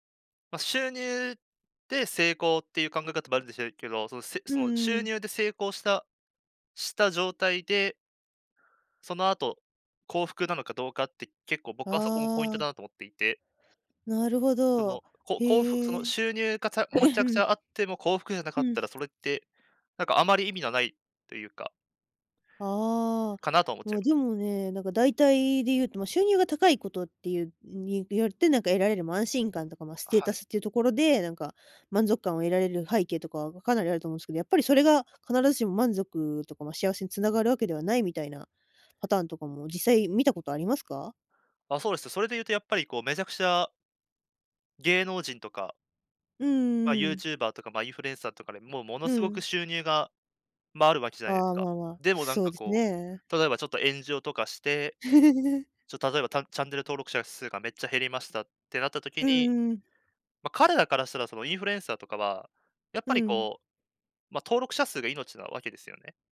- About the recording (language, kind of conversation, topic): Japanese, podcast, ぶっちゃけ、収入だけで成功は測れますか？
- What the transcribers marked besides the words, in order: tapping; throat clearing; chuckle